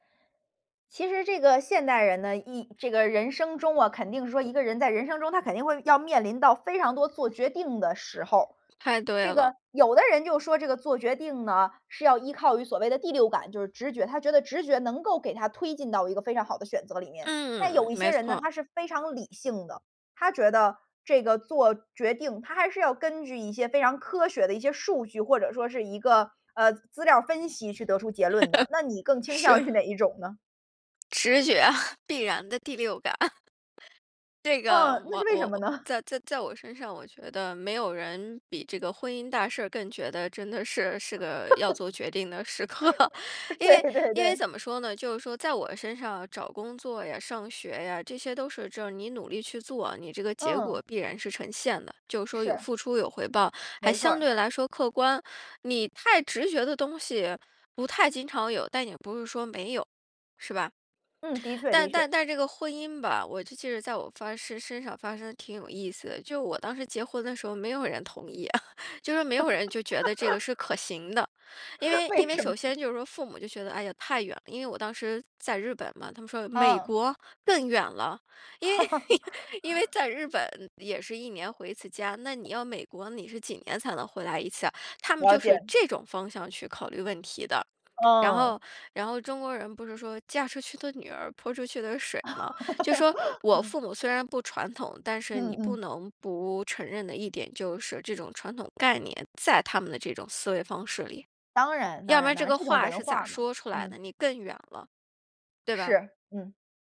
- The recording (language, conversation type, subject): Chinese, podcast, 做决定时你更相信直觉还是更依赖数据？
- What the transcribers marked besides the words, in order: other background noise; laugh; laughing while speaking: "倾向"; chuckle; chuckle; laugh; laughing while speaking: "时刻"; laughing while speaking: "对"; chuckle; laugh; laughing while speaking: "为什么？"; surprised: "美国"; chuckle; laugh